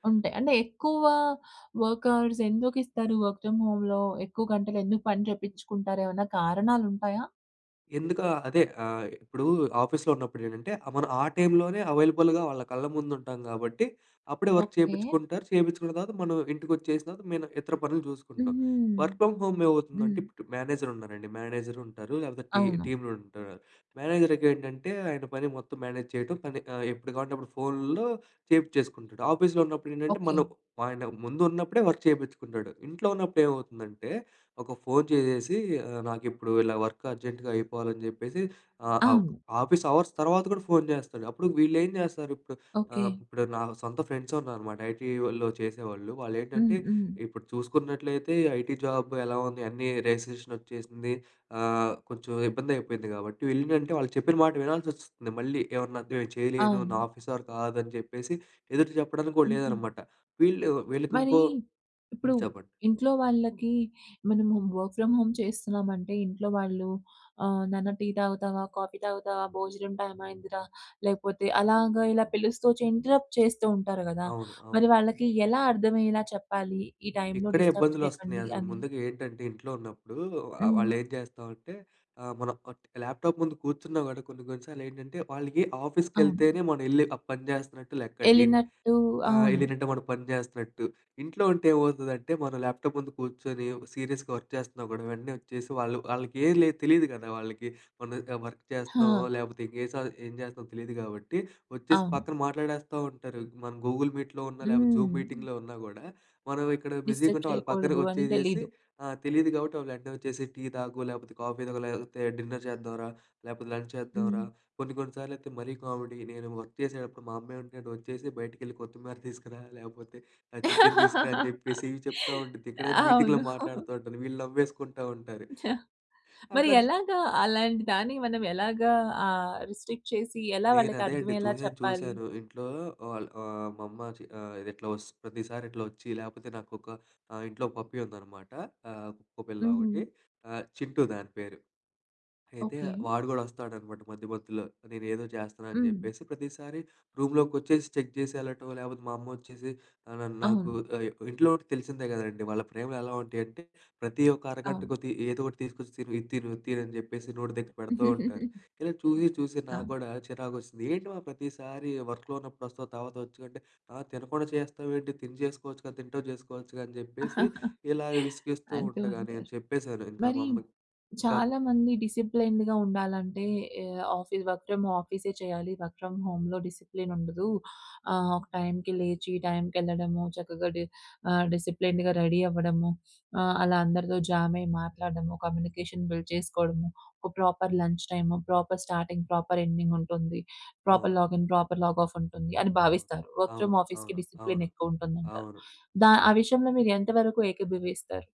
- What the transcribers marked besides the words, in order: in English: "వర్క్ హౌర్స్"; in English: "వర్క్ ఫ్రమ్ హోమ్‌లో"; in English: "అవైలబుల్‌గా"; in English: "వర్క్"; in English: "వర్క్ ఫ్రామ్"; in English: "మేనేజర్"; in English: "మేనేజ్"; in English: "వర్క్"; in English: "వర్క్ అర్జెంట్‌గా"; in English: "అవర్స్"; in English: "ఐటీలో"; in English: "ఐటీ జాబ్"; in English: "వర్క్ ఫ్రమ్ హోమ్"; in English: "ఇంటరప్ట్"; in English: "డిస్టర్బ్"; in English: "ల్యాప్‌టాప్"; in English: "ల్యాప్‌టాప్"; in English: "సీరియస్‌గా వర్క్"; in English: "వర్క్"; in English: "గూగుల్ మీట్‍లో"; in English: "డిస్టర్బ్"; in English: "డిన్నర్"; in English: "లంచ్"; in English: "కామెడీ"; in English: "వర్క్"; in English: "చికెన్"; laughing while speaking: "అవును"; chuckle; in English: "రిస్ట్రిక్ట్"; in English: "పప్పీ"; in English: "చెక్"; giggle; chuckle; in English: "డిసిప్లిన్డ్‌గా"; in English: "వర్క్ ఫ్రమ్"; in English: "వర్క్ ఫ్రమ్"; in English: "డిసిప్లిన్"; in English: "డిసిప్లిన్డ్‌గా రెడీ"; in English: "కమ్యూనికేషన్ బిల్డ్"; in English: "ప్రాపర్ లంచ్"; in English: "ప్రాపర్ స్టార్టింగ్, ప్రాపర్"; in English: "ప్రాపర్ లాగిన్, ప్రాపర్ లాగ్‌ఆఫ్"; in English: "వర్క్ ఫ్రమ్"
- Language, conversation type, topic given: Telugu, podcast, వర్క్‌ఫ్రమ్‌హోమ్ సమయంలో బౌండరీలు ఎలా పెట్టుకుంటారు?